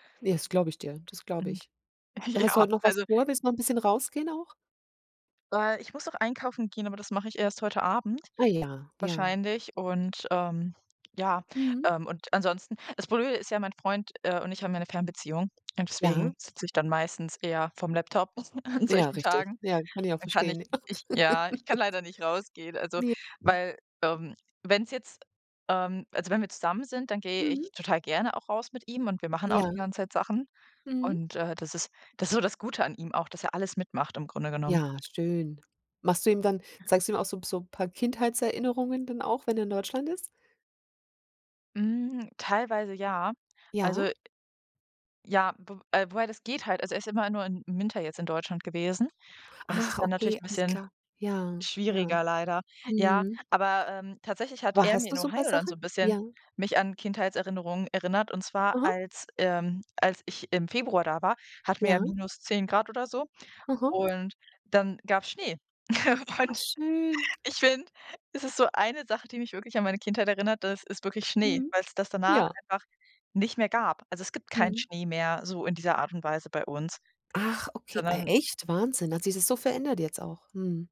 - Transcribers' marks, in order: laughing while speaking: "ja"; chuckle; laughing while speaking: "an solchen Tagen"; laughing while speaking: "ja"; chuckle; other background noise; chuckle; laughing while speaking: "Und"; joyful: "Ach, schön"
- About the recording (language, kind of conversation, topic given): German, unstructured, Worauf freust du dich, wenn du an deine Kindheit zurückdenkst?